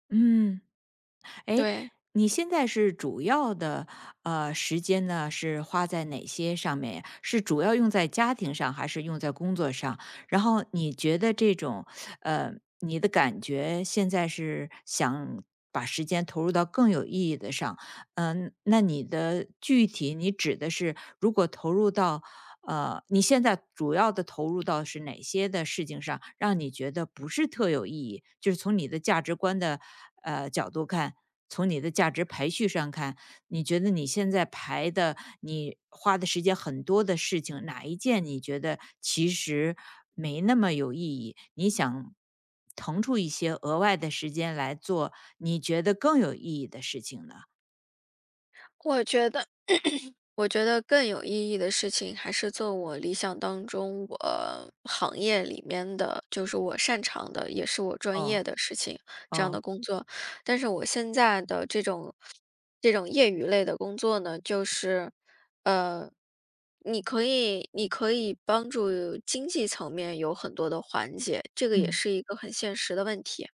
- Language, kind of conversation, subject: Chinese, advice, 我怎样才能把更多时间投入到更有意义的事情上？
- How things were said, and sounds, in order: throat clearing; tapping